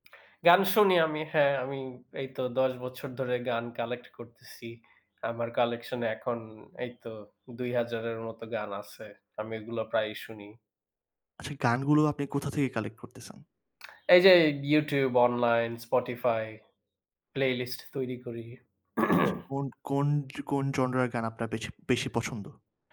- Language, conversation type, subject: Bengali, unstructured, আপনি কি সব ধরনের শিল্পকর্ম তৈরি করতে চান, নাকি সব ধরনের খেলায় জিততে চান?
- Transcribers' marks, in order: other background noise; in English: "collect"; in English: "collection"; in English: "playlist"; throat clearing